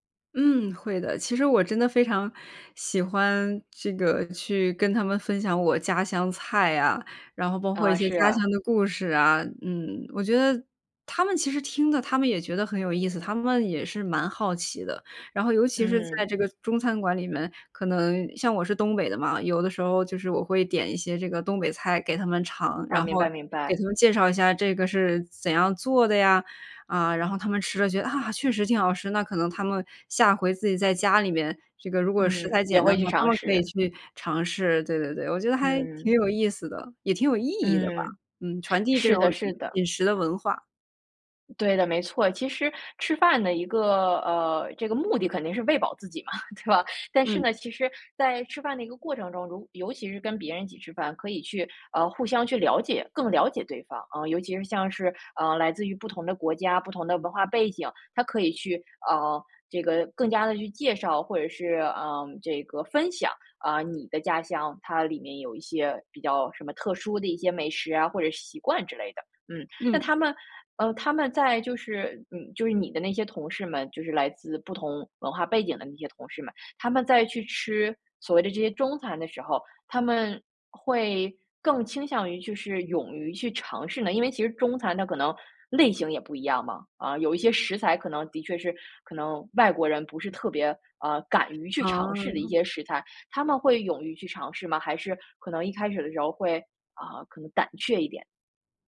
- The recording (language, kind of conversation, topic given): Chinese, podcast, 你能聊聊一次大家一起吃饭时让你觉得很温暖的时刻吗？
- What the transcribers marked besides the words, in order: laughing while speaking: "对吧？"; "胆怯" said as "胆却"